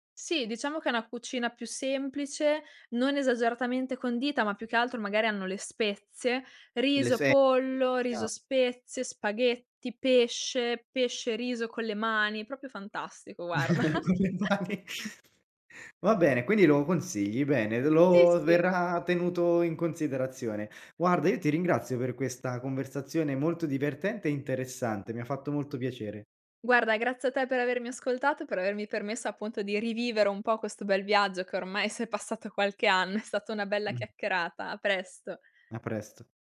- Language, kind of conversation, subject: Italian, podcast, Raccontami di un viaggio nato da un’improvvisazione
- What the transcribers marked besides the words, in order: unintelligible speech; "proprio" said as "propio"; chuckle; laughing while speaking: "Con le mani"; laughing while speaking: "guarda"; laugh; chuckle